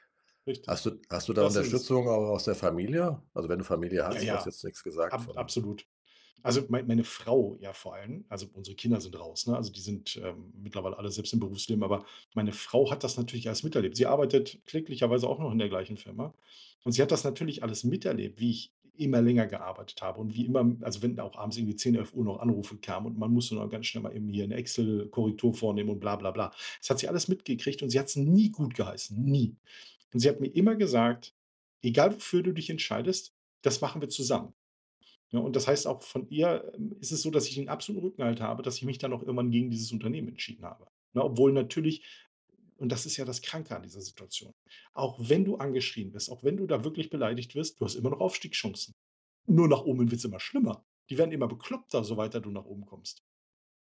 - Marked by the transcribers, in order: stressed: "nie"; stressed: "nie"
- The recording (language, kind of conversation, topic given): German, advice, Wie äußern sich bei dir Burnout-Symptome durch lange Arbeitszeiten und Gründerstress?